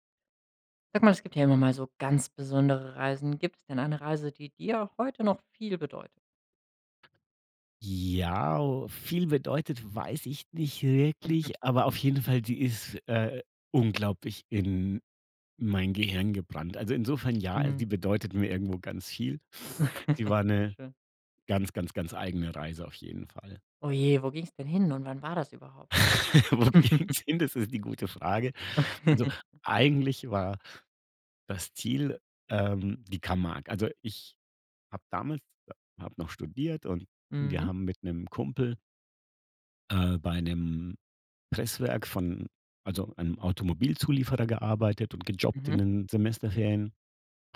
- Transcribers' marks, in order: other background noise; chuckle; laughing while speaking: "Wo ging's hin, das ist die gute Frage"; chuckle
- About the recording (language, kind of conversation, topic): German, podcast, Gibt es eine Reise, die dir heute noch viel bedeutet?
- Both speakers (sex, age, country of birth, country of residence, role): male, 25-29, Germany, Germany, host; male, 50-54, Germany, Germany, guest